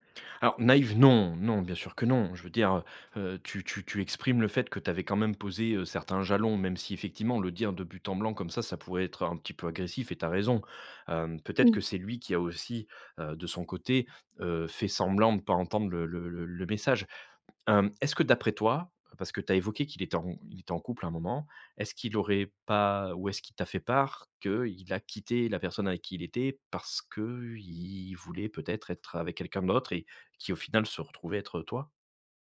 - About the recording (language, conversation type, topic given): French, advice, Comment gérer une amitié qui devient romantique pour l’une des deux personnes ?
- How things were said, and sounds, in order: none